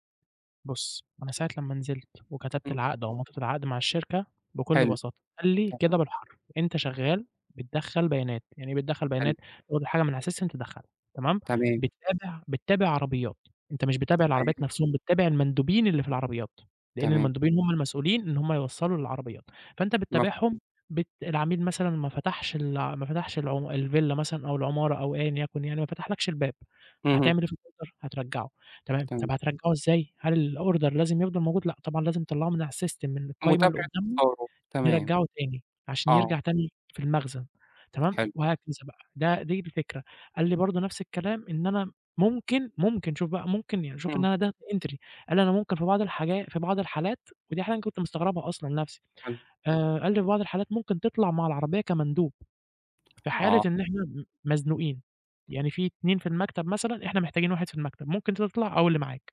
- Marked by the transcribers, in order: in English: "الSystem"; in English: "الOrder؟"; in English: "الOrder"; in English: "الSystem"; in English: "Data entry"
- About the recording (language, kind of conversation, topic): Arabic, advice, إزاي أقدر أقول لا لزمايلي من غير ما أحس بالذنب؟